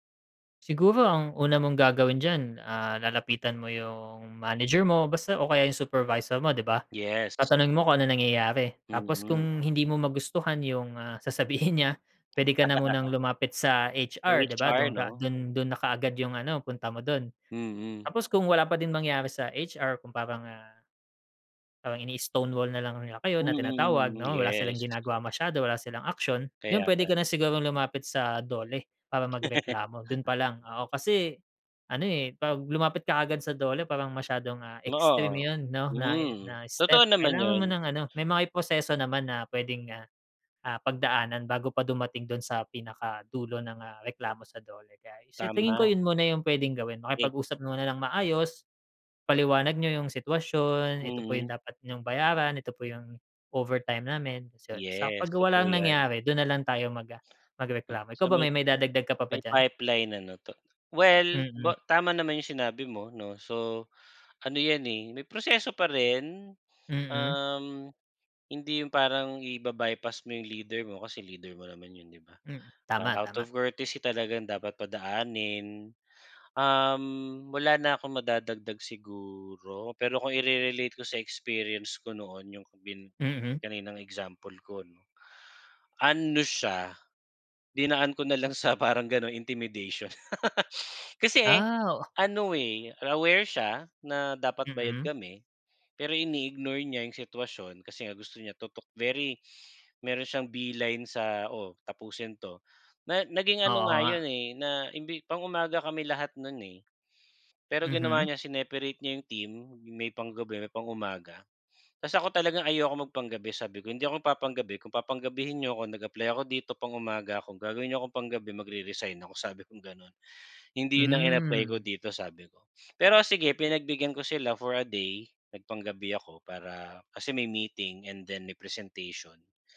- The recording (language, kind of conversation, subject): Filipino, unstructured, Ano ang palagay mo sa overtime na hindi binabayaran nang tama?
- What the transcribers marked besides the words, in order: laughing while speaking: "sasabihin"; laugh; laugh; in English: "out of courtesy"; laughing while speaking: "sa"; laugh; in English: "beeline"